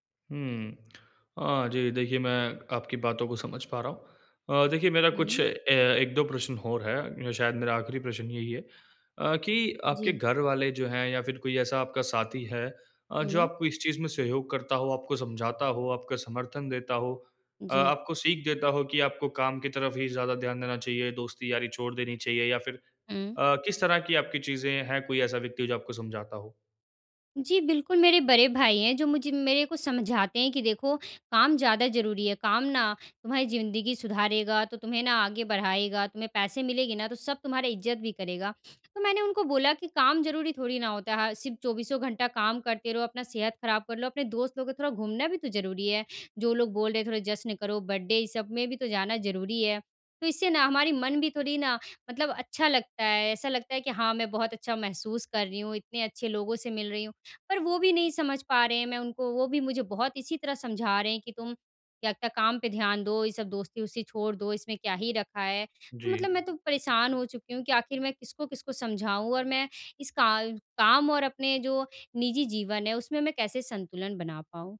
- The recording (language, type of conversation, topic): Hindi, advice, काम और सामाजिक जीवन के बीच संतुलन
- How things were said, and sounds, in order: lip smack; in English: "बर्थडे"